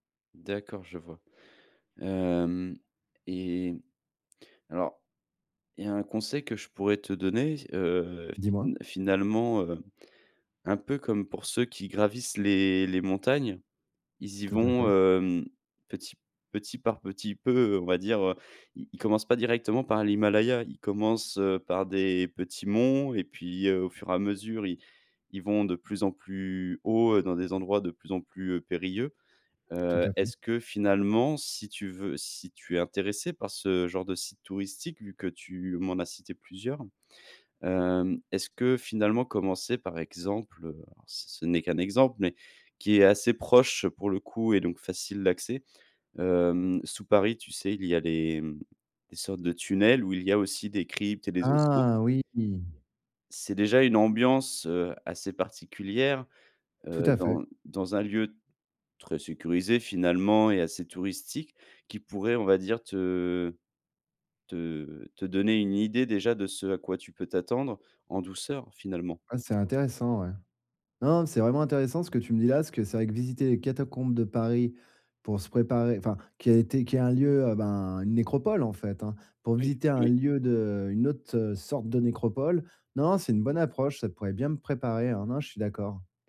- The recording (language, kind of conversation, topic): French, advice, Comment puis-je explorer des lieux inconnus malgré ma peur ?
- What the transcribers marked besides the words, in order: tapping; other background noise; drawn out: "Ah ! Oui"